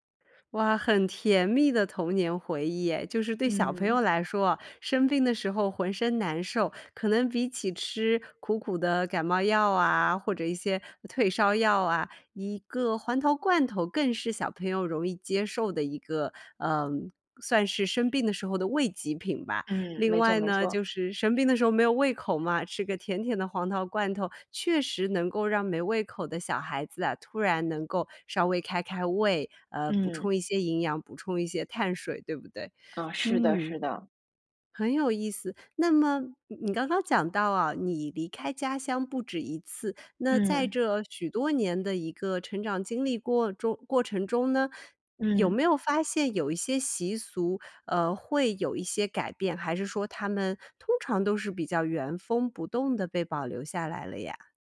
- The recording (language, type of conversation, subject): Chinese, podcast, 离开家乡后，你是如何保留或调整原本的习俗的？
- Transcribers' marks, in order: none